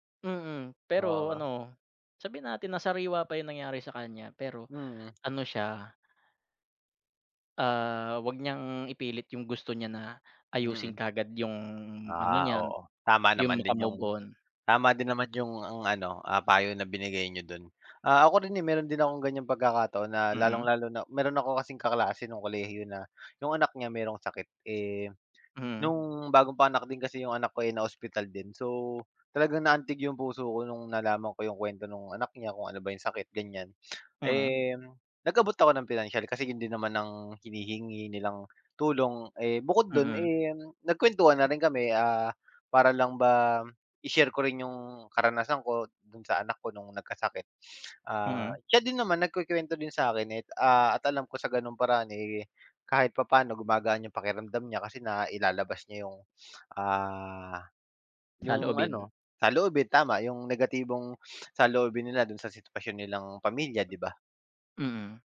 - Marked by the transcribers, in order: none
- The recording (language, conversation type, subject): Filipino, unstructured, Ano ang nararamdaman mo kapag tumutulong ka sa kapwa?